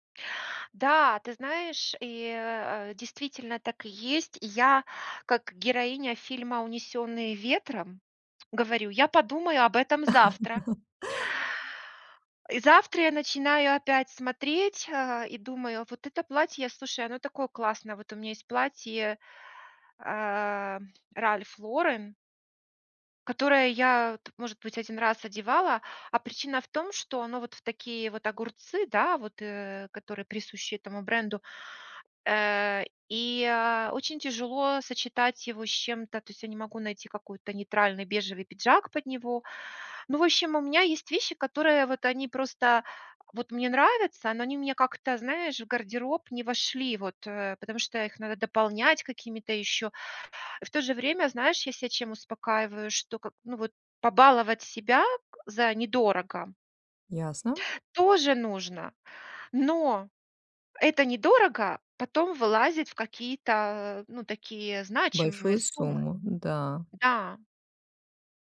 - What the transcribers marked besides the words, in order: laugh
- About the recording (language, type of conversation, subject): Russian, advice, Почему я постоянно поддаюсь импульсу совершать покупки и не могу сэкономить?